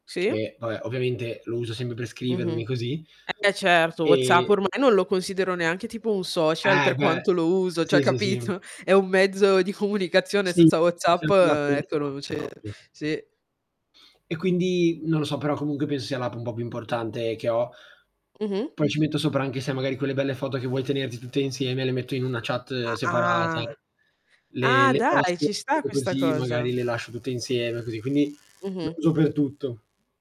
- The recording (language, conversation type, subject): Italian, unstructured, Qual è la tua app preferita e perché ti piace così tanto?
- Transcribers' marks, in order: static; distorted speech; tapping; unintelligible speech; other background noise; mechanical hum; drawn out: "Ah"